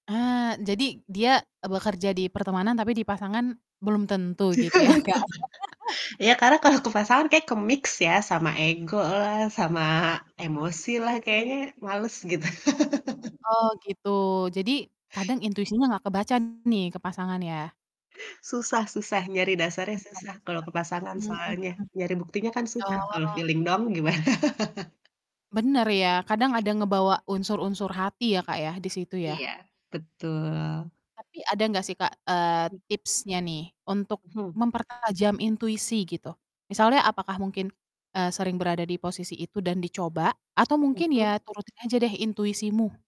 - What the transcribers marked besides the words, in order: laugh; laughing while speaking: "ya"; laughing while speaking: "kalau"; laugh; in English: "mix"; laugh; distorted speech; unintelligible speech; in English: "feeling"; laugh
- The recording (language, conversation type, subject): Indonesian, podcast, Bagaimana kamu membedakan intuisi dengan sekadar rasa takut?